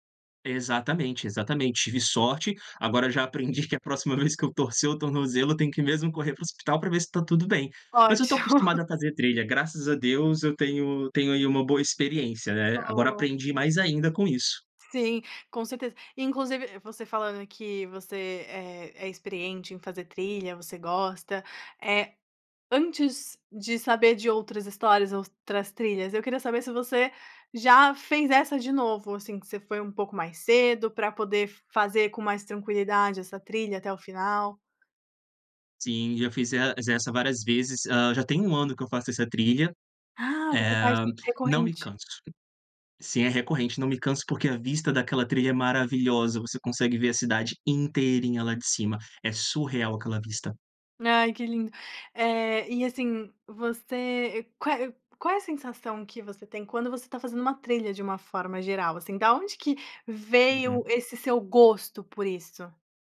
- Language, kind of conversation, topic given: Portuguese, podcast, Já passou por alguma surpresa inesperada durante uma trilha?
- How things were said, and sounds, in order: tapping; chuckle; other background noise